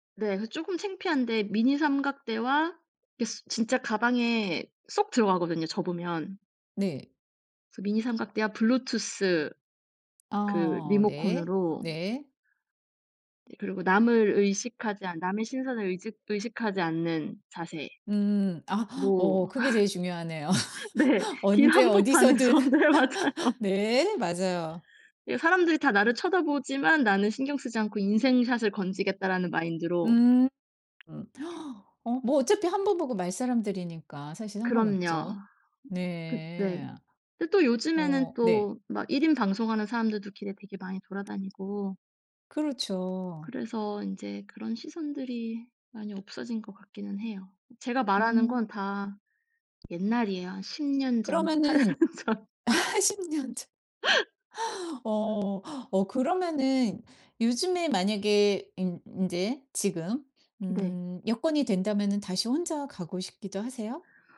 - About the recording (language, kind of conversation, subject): Korean, podcast, 혼자 여행을 시작하게 된 계기는 무엇인가요?
- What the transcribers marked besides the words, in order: tapping; other background noise; laugh; laughing while speaking: "네. 길 한복판에서. 네 맞아요"; laugh; gasp; laughing while speaking: "팔 년 전"; laughing while speaking: "아 십 년 전"